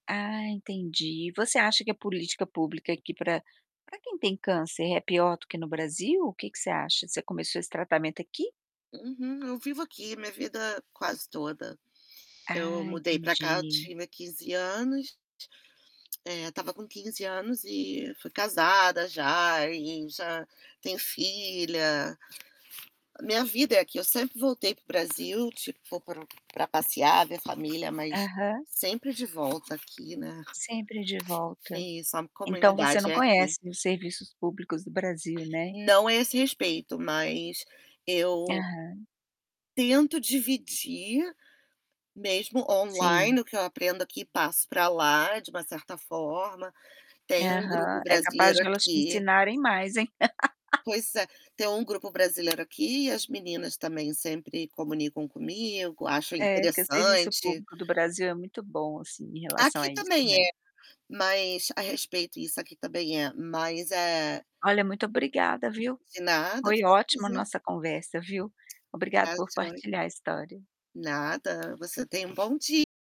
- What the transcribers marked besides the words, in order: other background noise; tapping; laugh; static; distorted speech
- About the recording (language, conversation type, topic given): Portuguese, podcast, Como as redes de apoio ajudam a enfrentar crises?